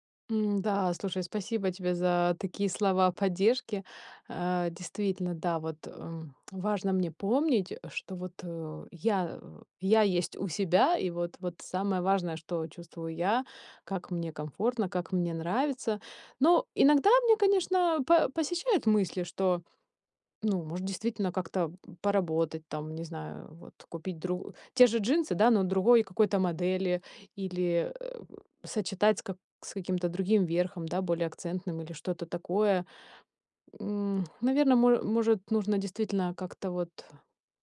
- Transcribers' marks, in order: none
- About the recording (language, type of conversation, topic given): Russian, advice, Как реагировать на критику вашей внешности или стиля со стороны родственников и знакомых?